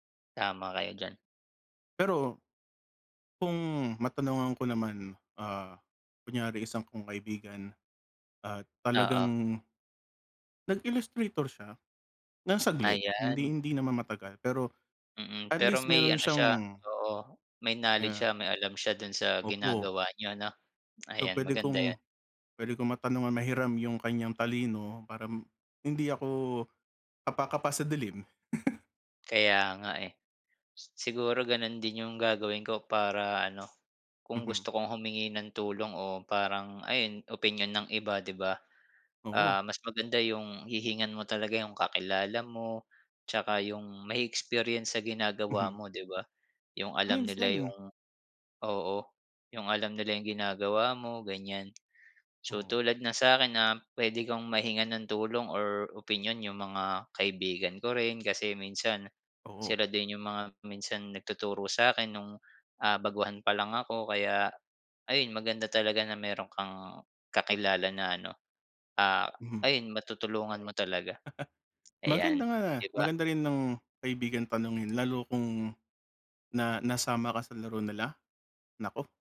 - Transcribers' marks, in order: laugh; tapping; other background noise; chuckle
- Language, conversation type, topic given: Filipino, unstructured, Paano mo naiiwasan ang pagkadismaya kapag nahihirapan ka sa pagkatuto ng isang kasanayan?